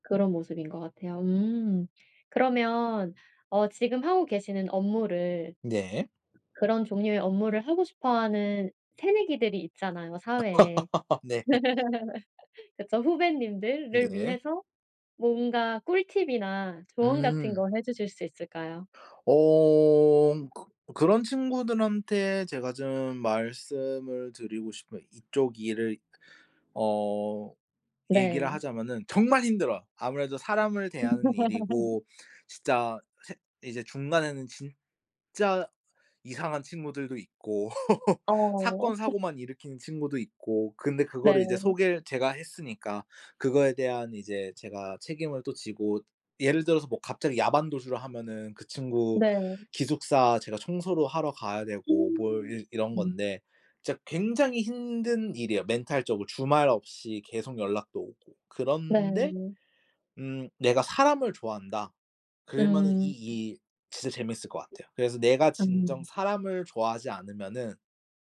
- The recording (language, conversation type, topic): Korean, podcast, 첫 직장에서 일했던 경험은 어땠나요?
- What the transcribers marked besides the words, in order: laugh; other background noise; laugh; laugh; stressed: "진짜"; laugh; laugh